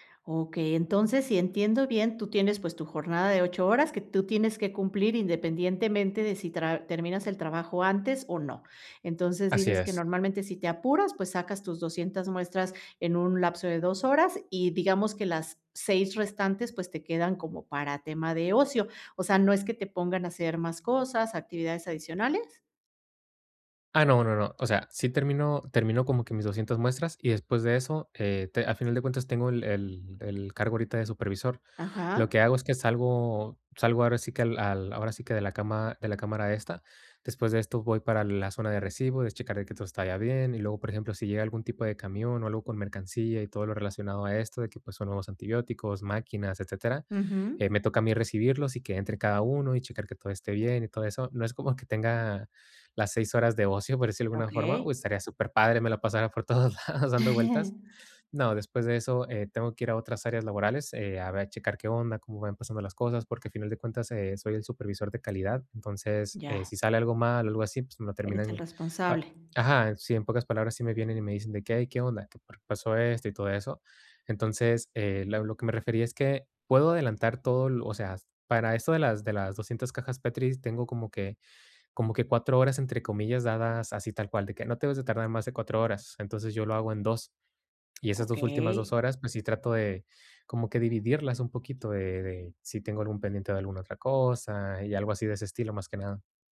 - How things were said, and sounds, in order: laughing while speaking: "como"; laughing while speaking: "por todos lados"; chuckle
- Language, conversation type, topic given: Spanish, advice, ¿Cómo puedo organizar bloques de trabajo y descansos para mantenerme concentrado todo el día?
- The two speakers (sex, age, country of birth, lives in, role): female, 45-49, Mexico, Mexico, advisor; male, 25-29, Mexico, Mexico, user